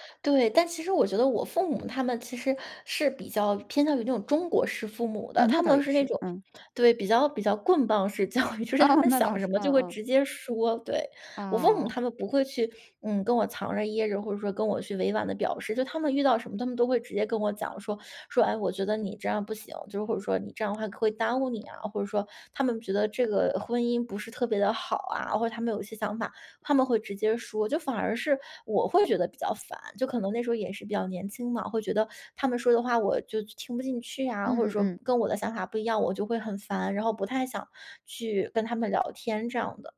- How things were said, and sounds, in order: laughing while speaking: "棍棒式教育"; other background noise
- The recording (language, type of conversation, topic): Chinese, podcast, 在关系里如何更好表达真实感受？